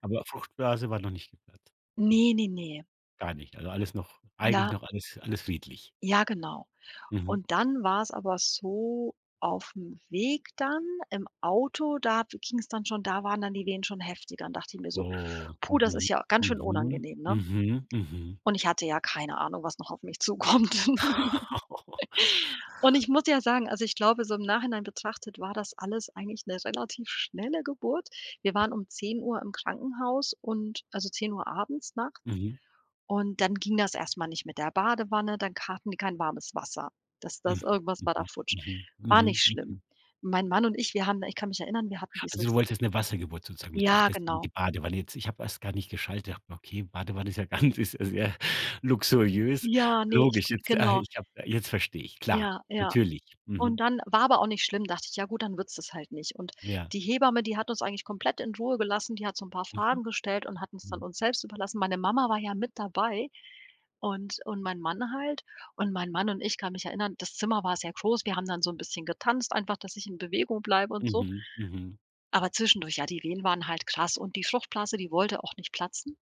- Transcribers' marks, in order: drawn out: "Oh"; other background noise; laughing while speaking: "zukommt"; giggle; chuckle; laughing while speaking: "ganz"; drawn out: "Ja"
- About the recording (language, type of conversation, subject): German, podcast, Wie hast du die Geburt deines ersten Kindes erlebt?